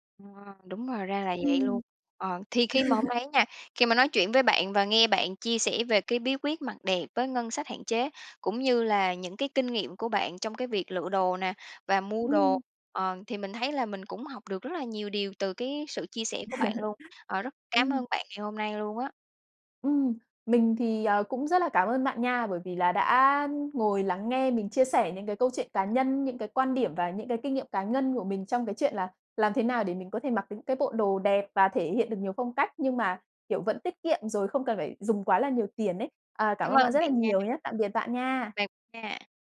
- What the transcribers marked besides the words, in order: tapping; other background noise; laugh
- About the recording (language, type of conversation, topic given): Vietnamese, podcast, Bạn có bí quyết nào để mặc đẹp mà vẫn tiết kiệm trong điều kiện ngân sách hạn chế không?